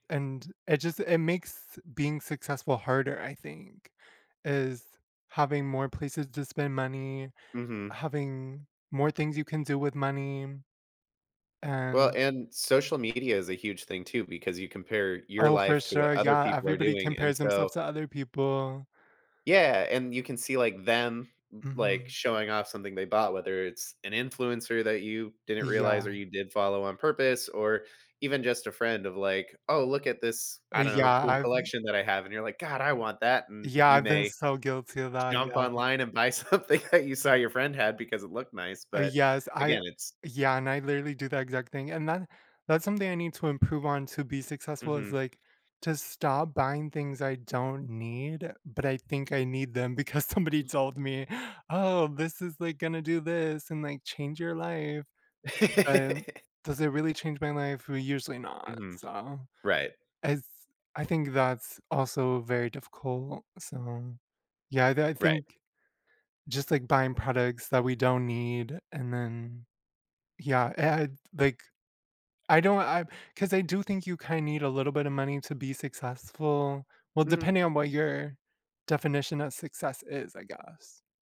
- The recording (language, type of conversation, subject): English, unstructured, What role does fear play in shaping our goals and achievements?
- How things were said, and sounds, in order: other background noise; laughing while speaking: "something"; laughing while speaking: "somebody"; laugh